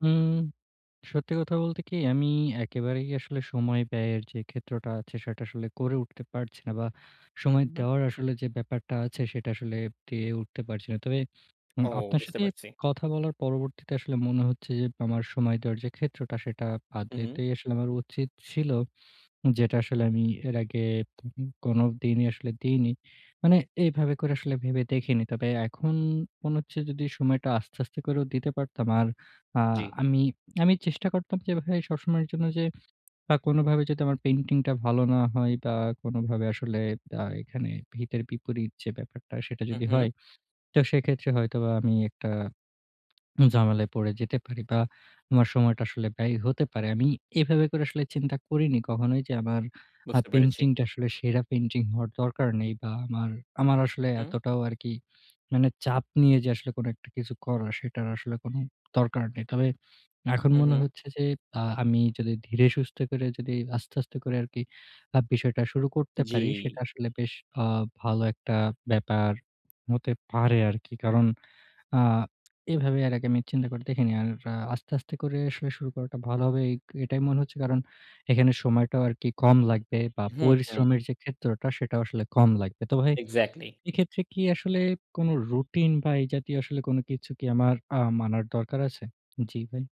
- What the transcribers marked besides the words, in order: "আদৌতেই" said as "আদেতেই"; tapping; horn
- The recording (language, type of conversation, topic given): Bengali, advice, নতুন কোনো শখ শুরু করতে গিয়ে ব্যর্থতার ভয় পেলে বা অনুপ্রেরণা হারিয়ে ফেললে আমি কী করব?
- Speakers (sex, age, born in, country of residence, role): male, 20-24, Bangladesh, Bangladesh, advisor; male, 20-24, Bangladesh, Bangladesh, user